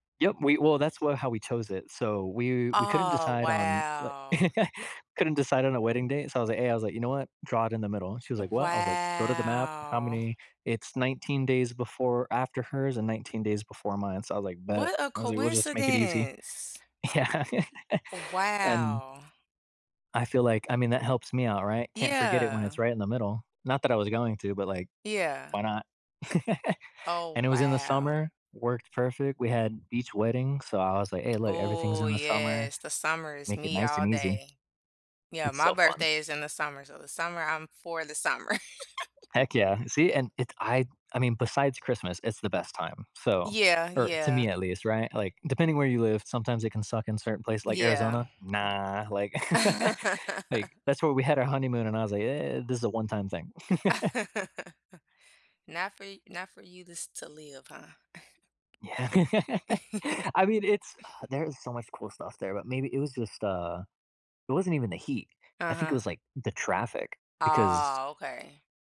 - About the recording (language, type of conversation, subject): English, unstructured, What good news have you heard lately that made you smile?
- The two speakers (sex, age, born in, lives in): female, 35-39, United States, United States; male, 20-24, United States, United States
- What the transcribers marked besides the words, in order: chuckle; other background noise; drawn out: "Wow"; tapping; laughing while speaking: "Yeah"; laugh; chuckle; laugh; laugh; laugh; chuckle; chuckle; sigh; chuckle